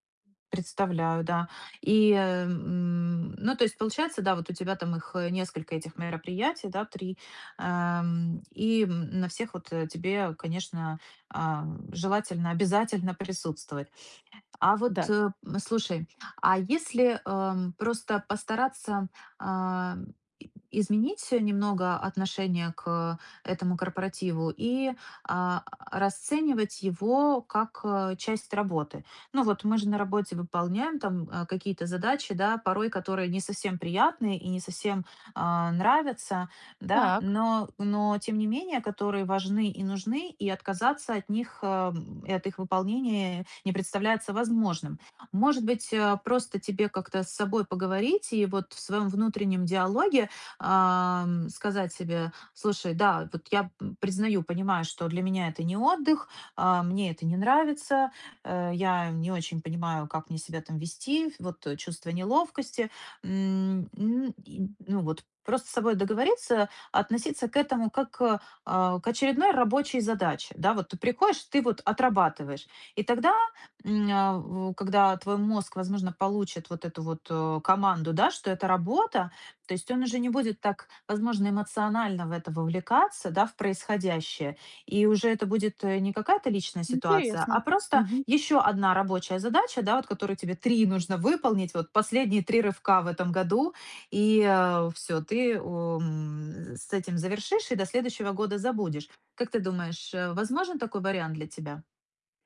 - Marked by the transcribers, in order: tapping
- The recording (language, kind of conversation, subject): Russian, advice, Как перестать переживать и чувствовать себя увереннее на вечеринках?